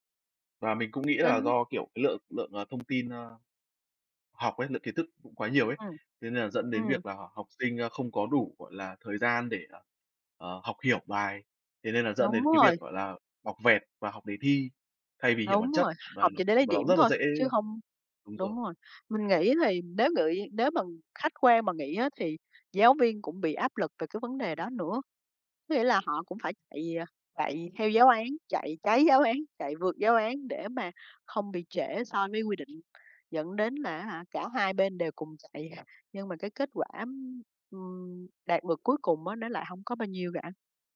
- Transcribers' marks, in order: other background noise; tapping
- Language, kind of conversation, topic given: Vietnamese, unstructured, Tại sao nhiều học sinh lại mất hứng thú với việc học?